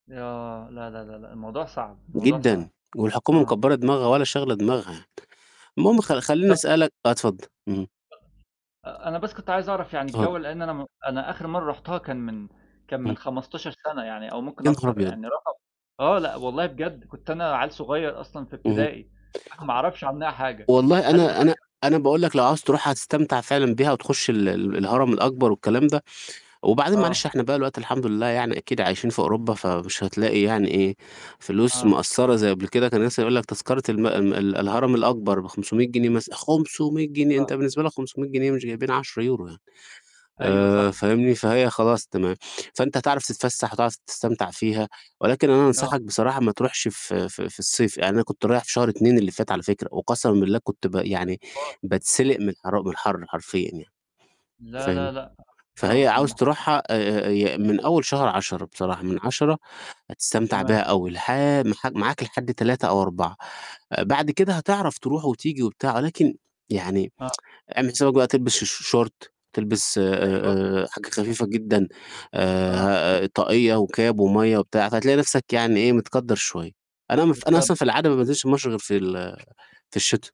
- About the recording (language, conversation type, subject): Arabic, unstructured, إيه أحلى ذكرى عندك من رحلة سافرت فيها قبل كده؟
- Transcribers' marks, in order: mechanical hum; unintelligible speech; tapping; distorted speech; unintelligible speech; tsk; static; "مصر" said as "مشر"